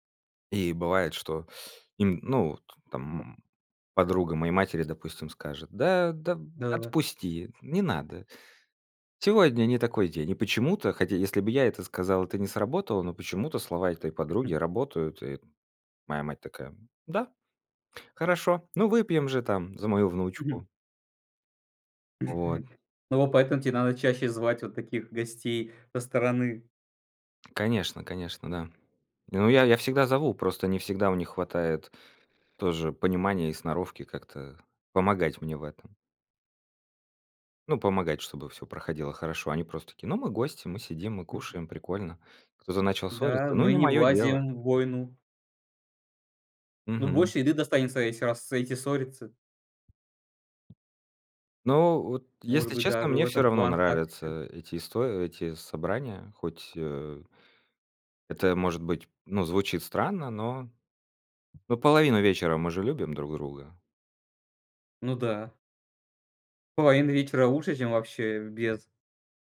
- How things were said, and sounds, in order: tapping; chuckle; chuckle; other noise; other background noise
- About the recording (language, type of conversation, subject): Russian, podcast, Как обычно проходят разговоры за большим семейным столом у вас?